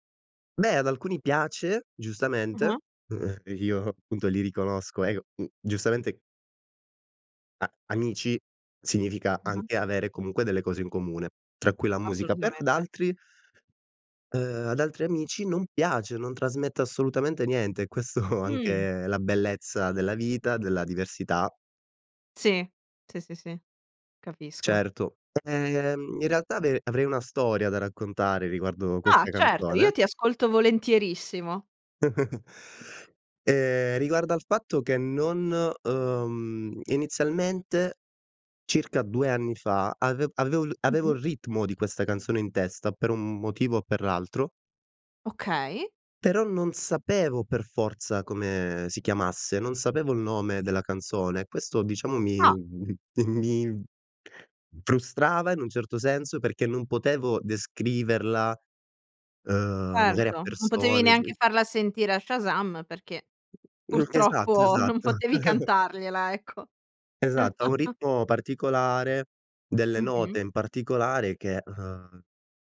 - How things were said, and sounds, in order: scoff; chuckle; chuckle; tapping; chuckle; other background noise; chuckle; laughing while speaking: "ecco"; chuckle
- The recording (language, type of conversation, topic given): Italian, podcast, Qual è la canzone che ti ha cambiato la vita?